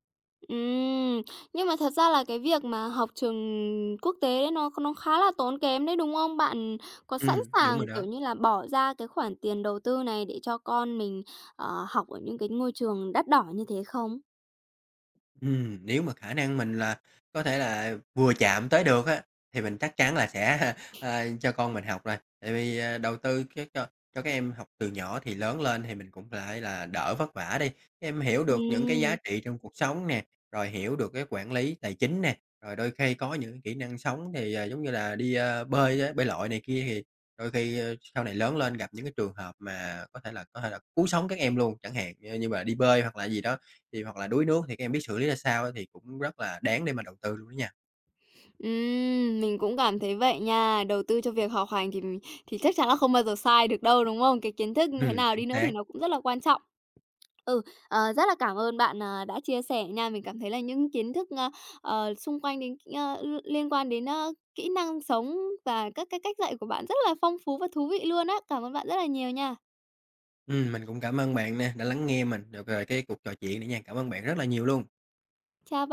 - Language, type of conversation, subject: Vietnamese, podcast, Bạn nghĩ nhà trường nên dạy kỹ năng sống như thế nào?
- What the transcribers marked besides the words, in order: laughing while speaking: "Ừm"; laughing while speaking: "sẽ"; sniff; tapping